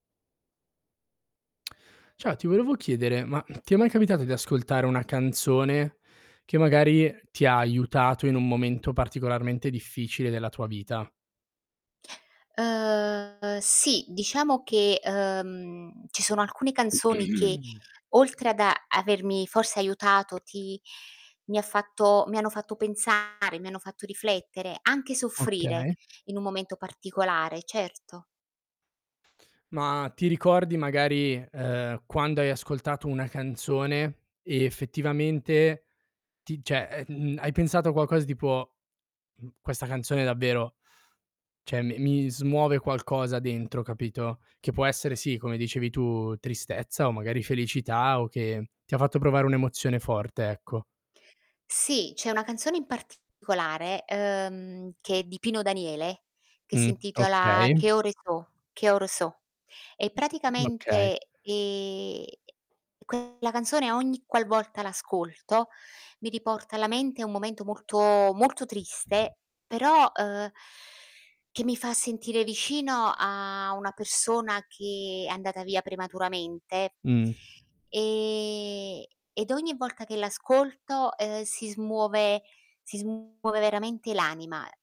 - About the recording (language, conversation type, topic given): Italian, podcast, Quale canzone ti ha aiutato in un momento difficile?
- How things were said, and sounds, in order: distorted speech; drawn out: "Ehm"; drawn out: "ehm"; throat clearing; static; tapping; other background noise; "cioè" said as "ceh"; "cioè" said as "ceh"; drawn out: "ehm"; drawn out: "ehm"; drawn out: "ehm"